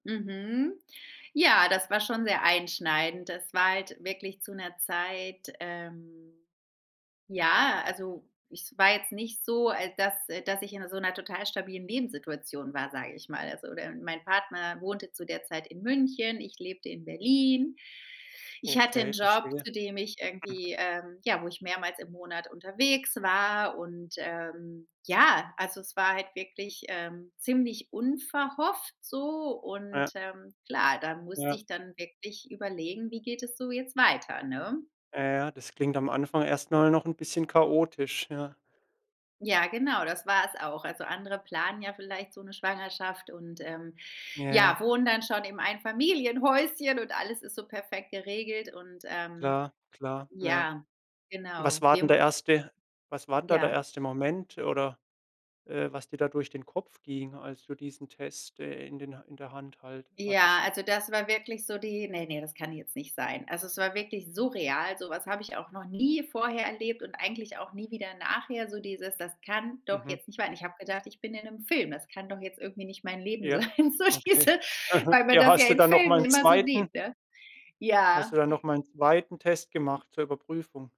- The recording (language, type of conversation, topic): German, podcast, Wann gab es in deinem Leben einen Moment, in dem sich plötzlich alles verändert hat?
- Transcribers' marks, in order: laughing while speaking: "so diese"; chuckle